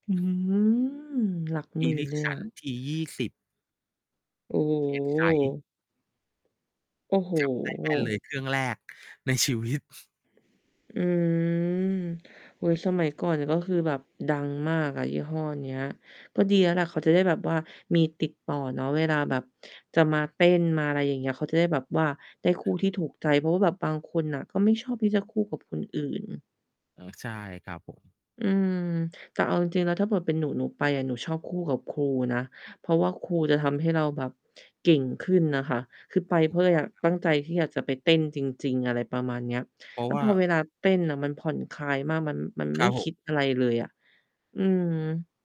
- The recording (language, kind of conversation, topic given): Thai, unstructured, คุณคิดว่ากีฬามีความสำคัญต่อสุขภาพจิตอย่างไร?
- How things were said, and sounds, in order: other background noise; drawn out: "อืม"; mechanical hum; distorted speech; static